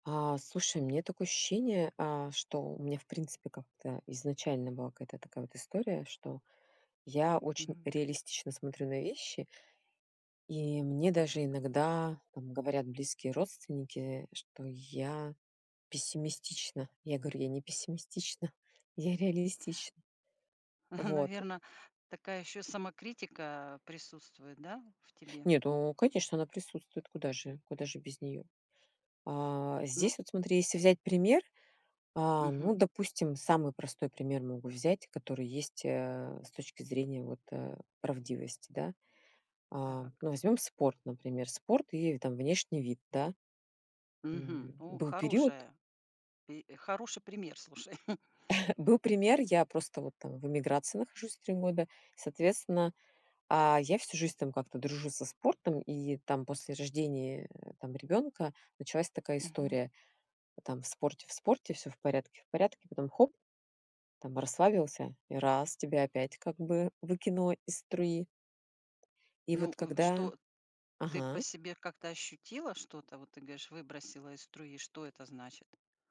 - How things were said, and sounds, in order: other background noise; tapping; chuckle
- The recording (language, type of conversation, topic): Russian, podcast, Что для тебя значит быть честным с собой по-настоящему?